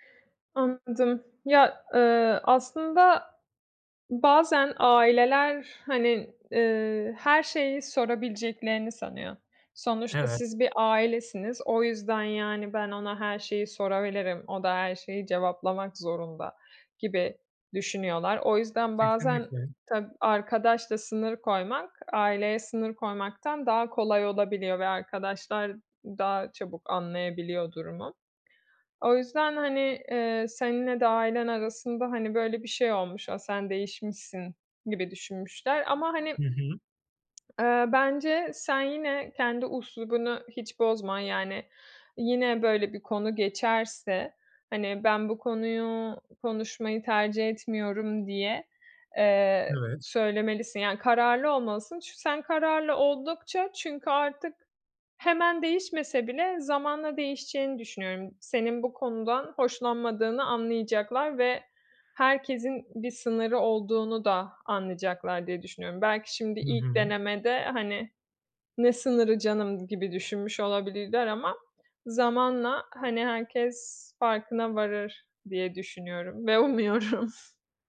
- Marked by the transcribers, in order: other background noise; laughing while speaking: "ve umuyorum"
- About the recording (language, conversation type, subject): Turkish, advice, Ailemle veya arkadaşlarımla para konularında nasıl sınır koyabilirim?